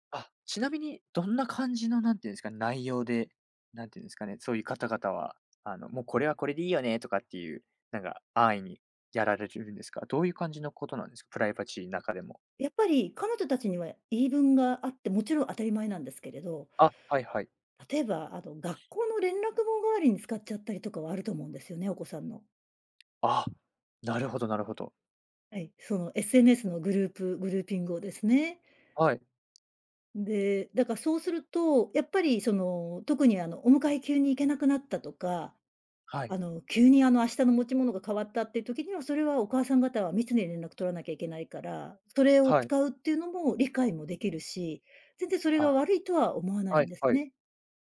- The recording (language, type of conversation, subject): Japanese, podcast, プライバシーと利便性は、どのように折り合いをつければよいですか？
- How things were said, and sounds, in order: tapping